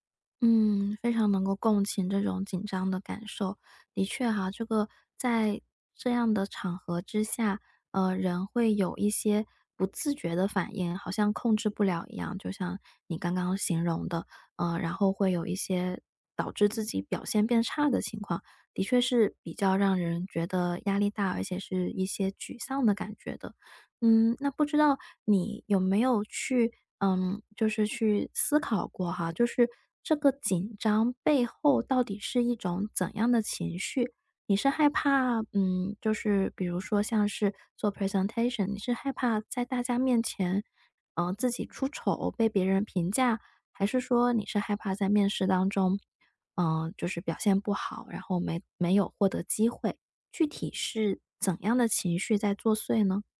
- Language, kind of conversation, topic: Chinese, advice, 面试或考试前我为什么会极度紧张？
- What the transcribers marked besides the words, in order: other background noise; in English: "presentation"